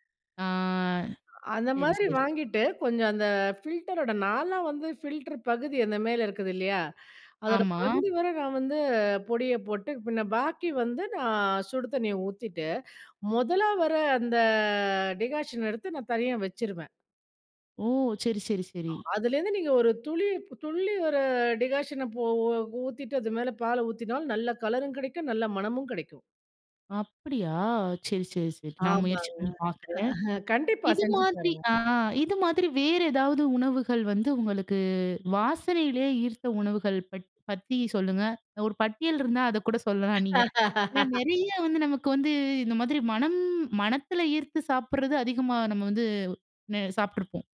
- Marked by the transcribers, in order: in English: "ஃபில்டரோட"; in English: "ஃபில்டர்"; drawn out: "அந்த"; other noise; chuckle; laugh
- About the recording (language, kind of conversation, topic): Tamil, podcast, உணவின் வாசனைகள் உங்களுக்கு எந்தெந்த நினைவுகளை மீண்டும் நினைவூட்டுகின்றன?